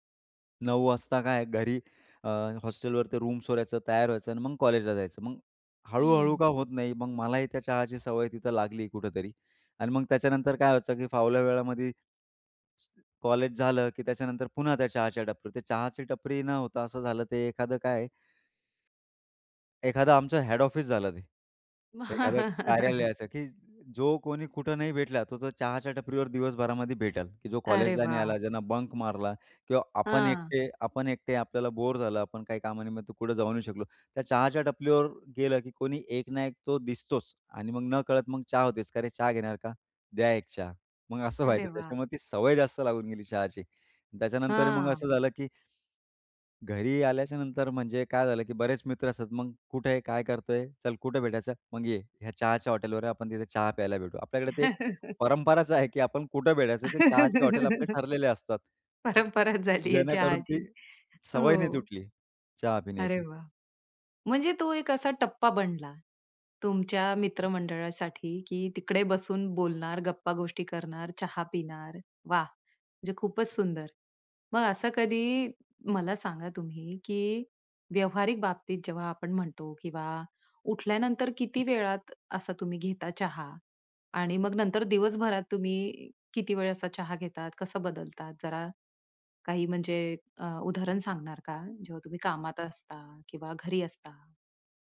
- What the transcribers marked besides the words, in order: in English: "हॉस्टेलवरती रूम"; other background noise; in English: "हेड"; laugh; in English: "बंक"; "टपरीवर" said as "टपलीवर"; laugh; laugh; laughing while speaking: "परंपराच झाली आहे चहाची. हो"
- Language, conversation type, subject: Marathi, podcast, सकाळी तुम्ही चहा घ्यायला पसंत करता की कॉफी, आणि का?